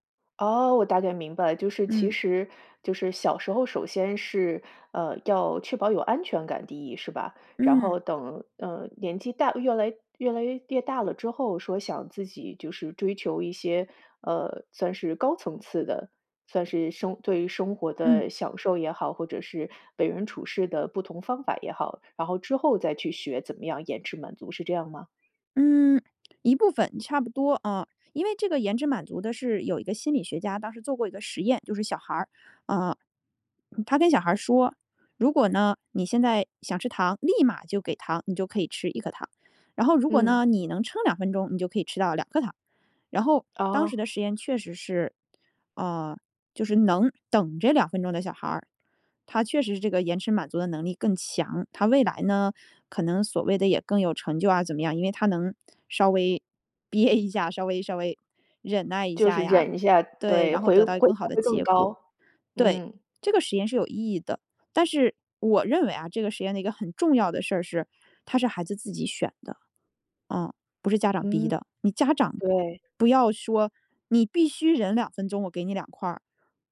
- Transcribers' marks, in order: laughing while speaking: "憋"
- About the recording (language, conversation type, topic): Chinese, podcast, 你怎样教自己延迟满足？